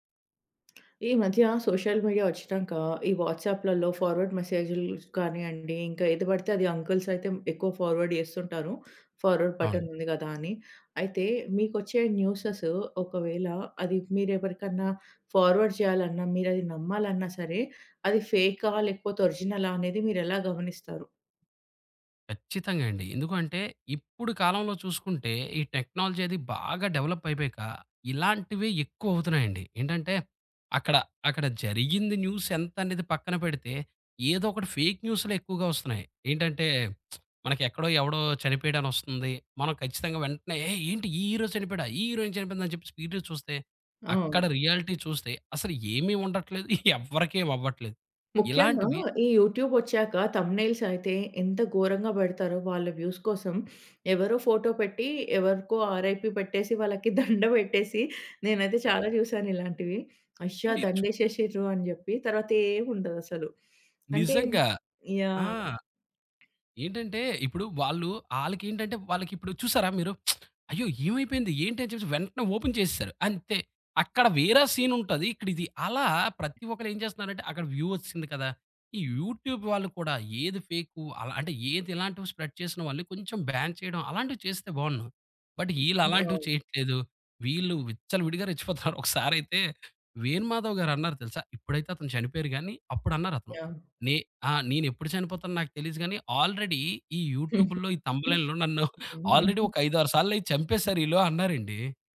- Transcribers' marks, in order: tapping; in English: "సోషల్ మీడియా"; in English: "ఫార్వర్డ్"; in English: "ఫార్వర్డ్ బటన్"; in English: "ఫార్వర్డ్"; in English: "టెక్నాలజీ"; other background noise; in English: "న్యూస్"; lip smack; in English: "హీరో"; in English: "హీరోయిన్"; in English: "స్పీడ్‌గా"; in English: "రియాలిటీ"; chuckle; in English: "థంబ్‌నెయిల్స్"; in English: "వ్యూస్"; sniff; in English: "ఆర్ఐపి"; chuckle; sniff; lip smack; in English: "ఓపెన్"; in English: "సీన్"; in English: "వ్యూ"; in English: "యూట్యూబ్"; in English: "స్ప్రెడ్"; in English: "బ్యాన్"; in English: "బట్"; chuckle; in English: "ఆల్రెడీ"; in English: "యూట్యూబ్‌లో"; in English: "థంబ్‌నెయిల్‌ల్లో"; chuckle; in English: "ఆల్రెడీ"
- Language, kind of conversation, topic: Telugu, podcast, ఫేక్ న్యూస్‌ను మీరు ఎలా గుర్తించి, ఎలా స్పందిస్తారు?